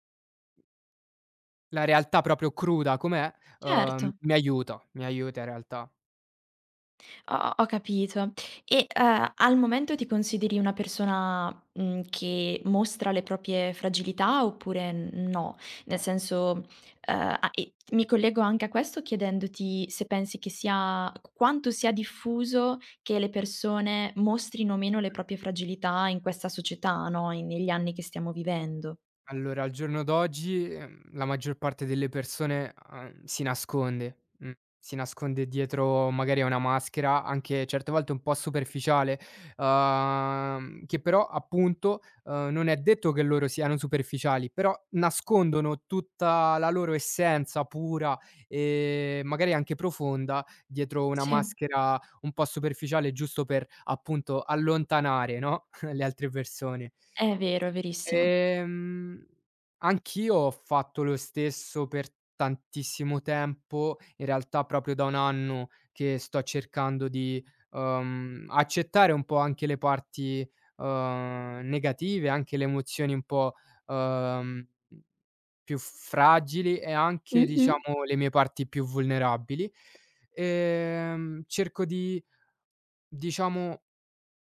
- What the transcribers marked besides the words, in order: tapping; "proprie" said as "propie"; "proprie" said as "propie"; other background noise; laughing while speaking: "no"; chuckle
- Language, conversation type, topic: Italian, podcast, Come cerchi supporto da amici o dalla famiglia nei momenti difficili?